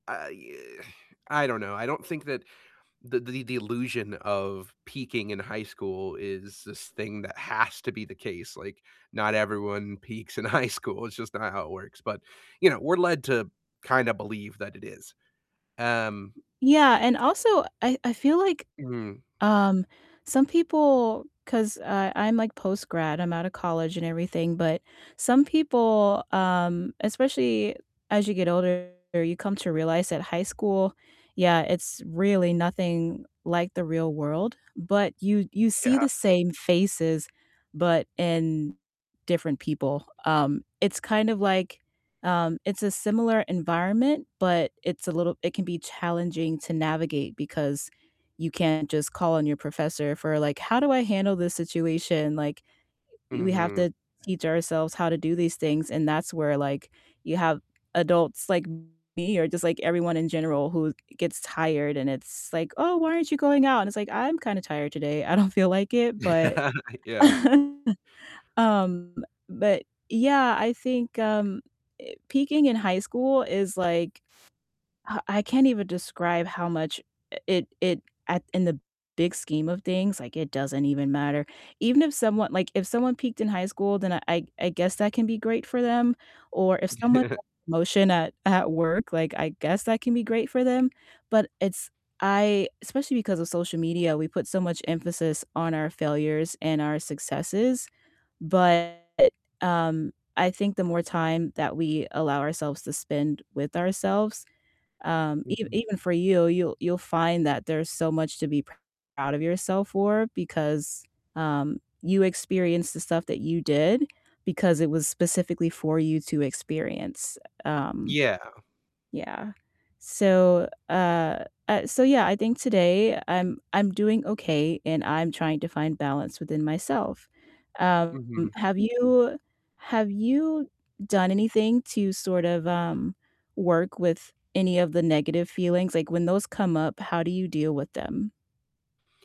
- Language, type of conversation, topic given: English, unstructured, How are you really feeling today, and how can we support each other?
- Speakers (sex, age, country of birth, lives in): female, 30-34, United States, United States; male, 30-34, United States, United States
- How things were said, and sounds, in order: exhale; laughing while speaking: "in high school"; other background noise; static; tapping; distorted speech; laugh; laughing while speaking: "don't"; laugh; chuckle; unintelligible speech